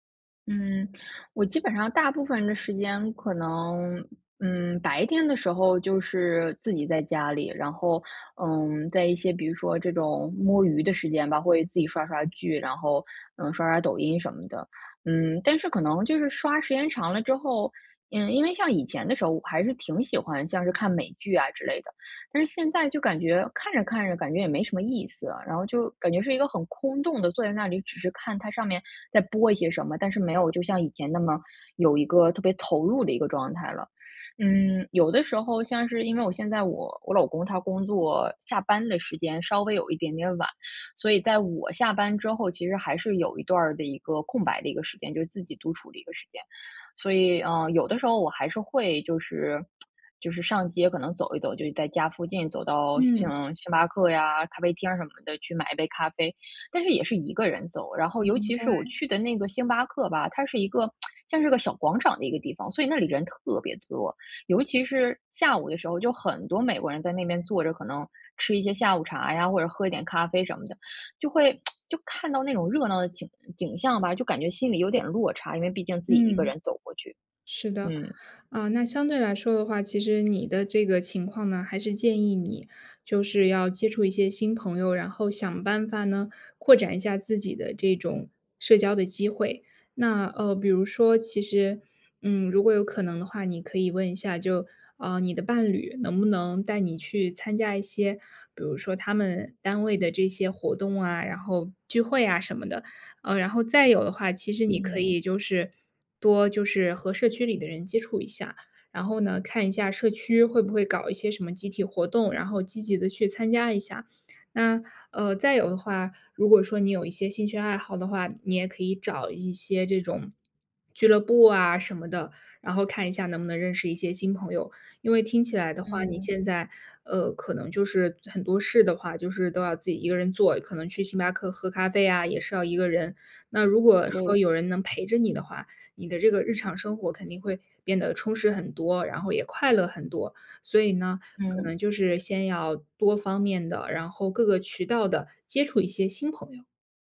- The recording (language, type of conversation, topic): Chinese, advice, 搬到新城市后，我感到孤独和不安，该怎么办？
- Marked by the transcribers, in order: lip smack; lip smack; lip smack; other background noise